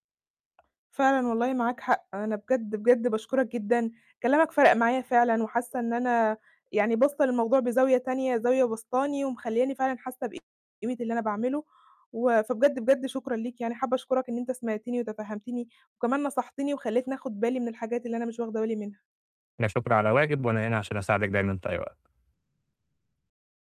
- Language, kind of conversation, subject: Arabic, advice, إزاي ألاقي معنى أو قيمة في المهام الروتينية المملة اللي بعملها كل يوم؟
- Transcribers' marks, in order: tapping; distorted speech